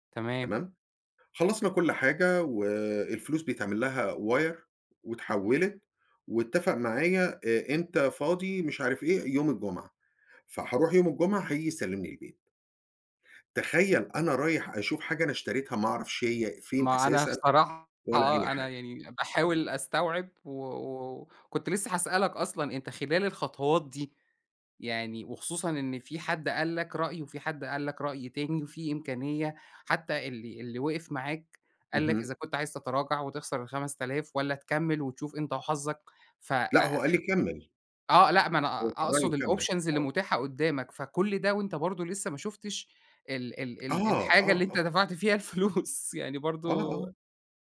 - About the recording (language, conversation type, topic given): Arabic, podcast, احكيلي عن موقف حسّيت إنك خسرته، وفي الآخر طلع في صالحك إزاي؟
- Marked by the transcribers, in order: in English: "wire"; in English: "الoptions"; unintelligible speech; laughing while speaking: "الفلوس"